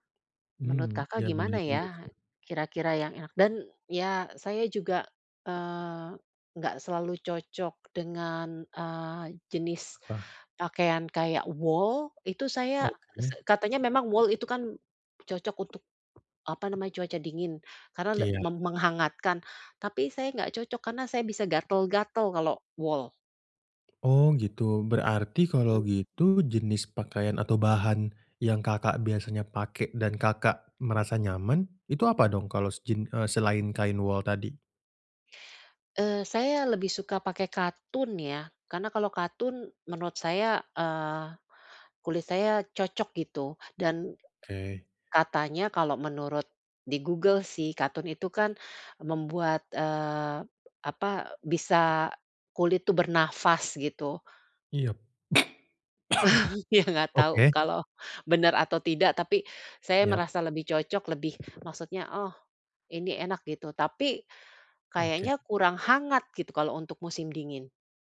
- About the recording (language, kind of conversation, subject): Indonesian, advice, Bagaimana cara memilih pakaian yang cocok dan nyaman untuk saya?
- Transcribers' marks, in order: tapping; other background noise; "kalau" said as "kalos"; cough; chuckle